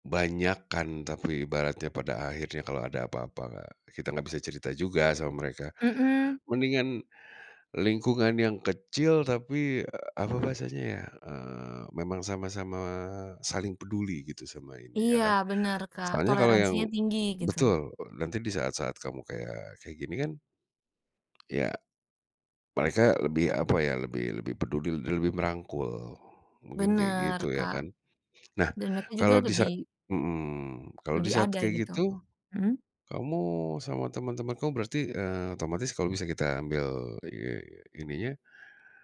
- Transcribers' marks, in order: tapping
- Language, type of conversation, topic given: Indonesian, podcast, Pernahkah kamu mengalami kegagalan dan belajar dari pengalaman itu?